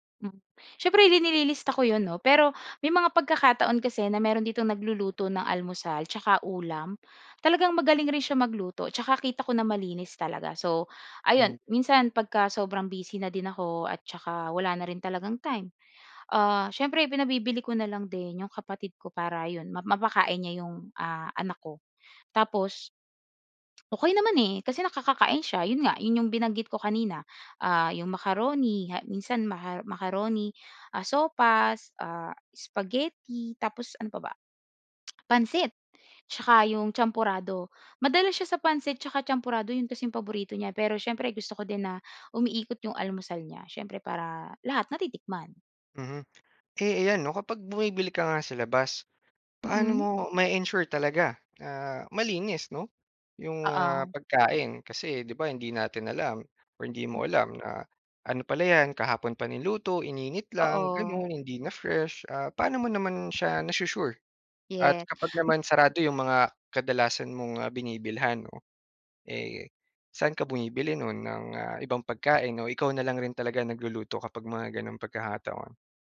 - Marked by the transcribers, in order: tongue click; other noise
- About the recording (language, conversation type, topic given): Filipino, podcast, Ano ang karaniwang almusal ninyo sa bahay?